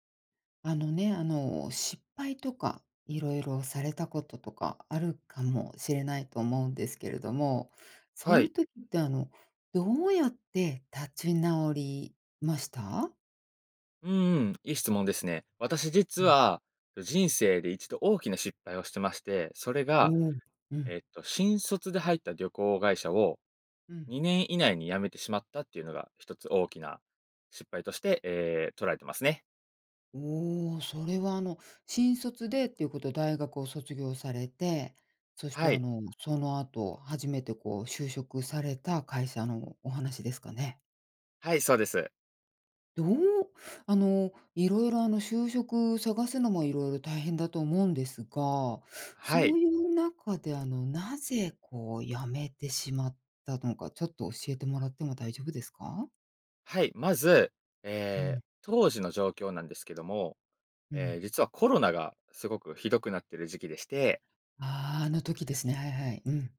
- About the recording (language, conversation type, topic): Japanese, podcast, 失敗からどう立ち直りましたか？
- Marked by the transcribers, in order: none